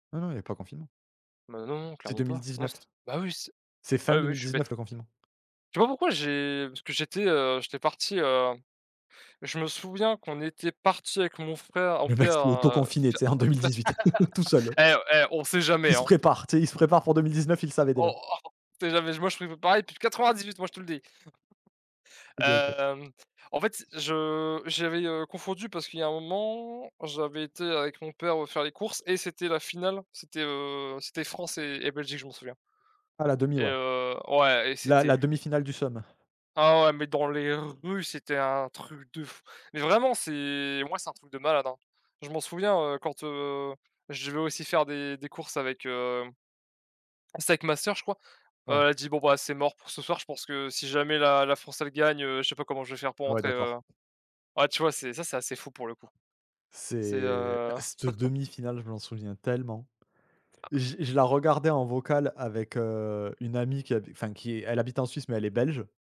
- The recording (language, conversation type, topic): French, unstructured, Quel événement historique te rappelle un grand moment de bonheur ?
- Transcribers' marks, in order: laughing while speaking: "Le mec"; laugh; other background noise; laugh; tapping; chuckle; other noise